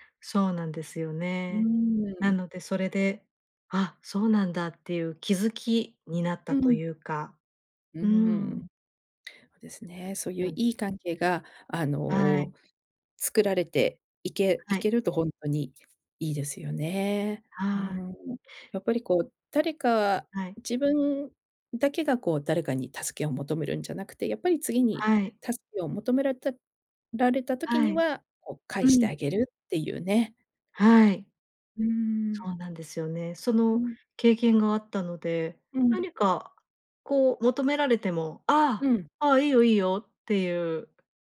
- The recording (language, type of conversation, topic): Japanese, podcast, 誰かに助けを求めるとき、うまく頼むためのコツは何ですか？
- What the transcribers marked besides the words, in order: tapping; other background noise